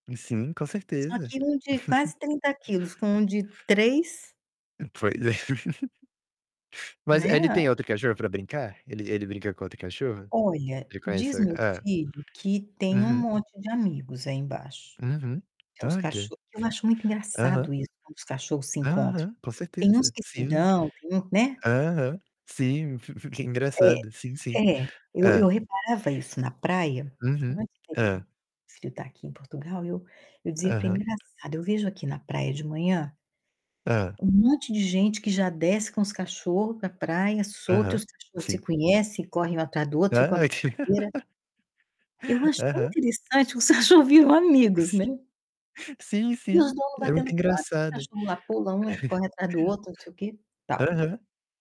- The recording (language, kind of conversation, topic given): Portuguese, unstructured, Quais são os benefícios de brincar com os animais?
- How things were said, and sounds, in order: tapping; chuckle; chuckle; distorted speech; laugh; laughing while speaking: "os cachorros viram amigos"; chuckle